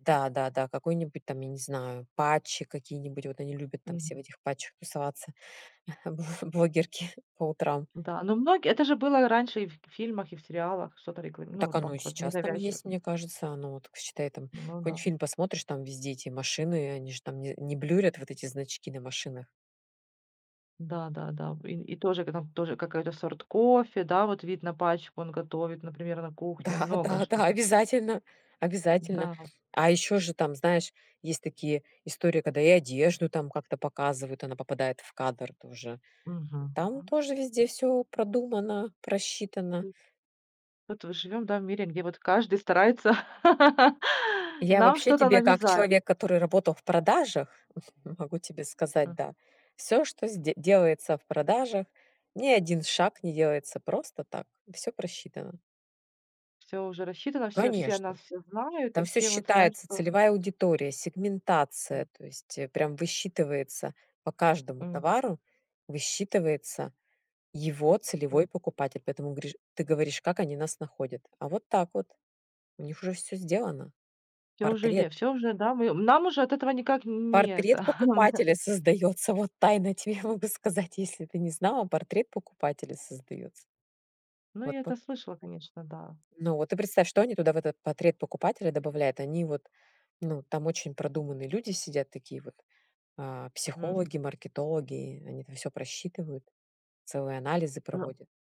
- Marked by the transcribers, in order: tapping; laughing while speaking: "бло блогерки"; laughing while speaking: "Да, да, да"; other background noise; other noise; laugh; chuckle; chuckle
- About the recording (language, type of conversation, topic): Russian, podcast, Как реклама на нас давит и почему это работает?